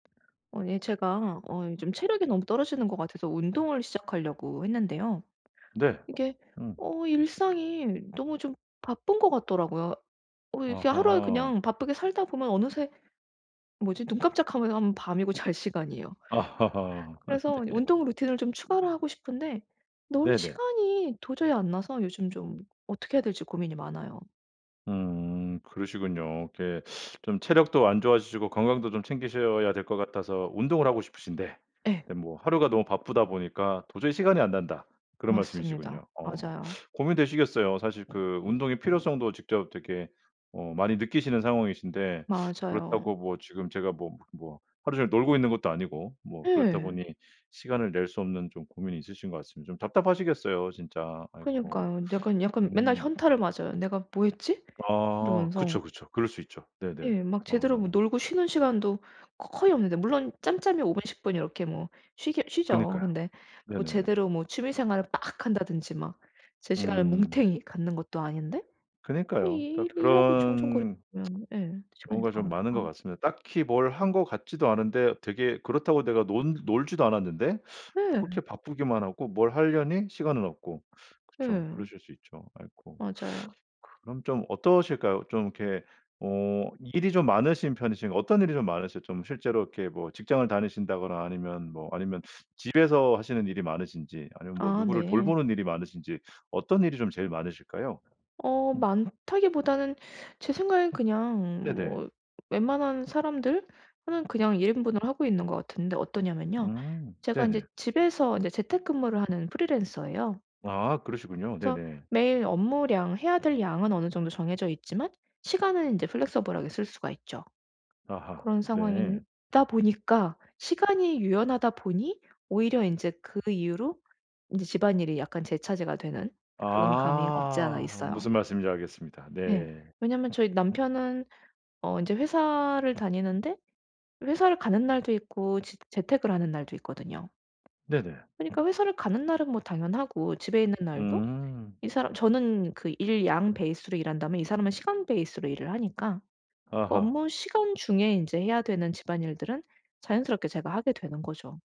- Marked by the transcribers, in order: other background noise; laughing while speaking: "잘"; laughing while speaking: "네"; in English: "루틴을"; tsk; teeth sucking; in English: "플렉서블하게"
- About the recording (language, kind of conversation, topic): Korean, advice, 새로운 루틴을 일상에 추가하려고 하는데 시간 관리를 어떻게 하면 좋을까요?